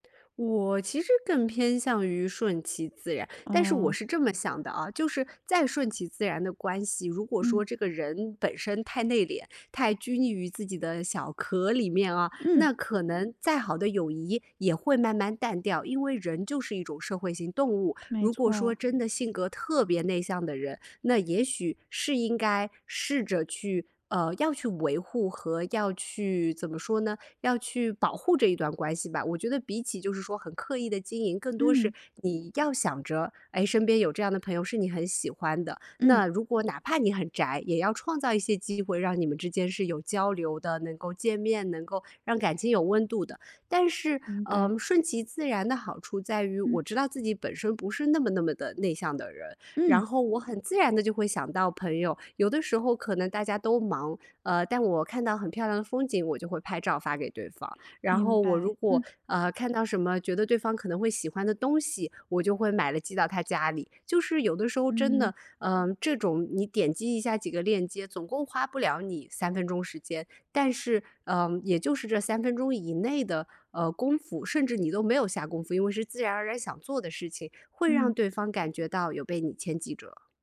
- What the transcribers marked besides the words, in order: tapping; other background noise
- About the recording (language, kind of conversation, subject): Chinese, podcast, 你认为什么样的朋友会让你有归属感?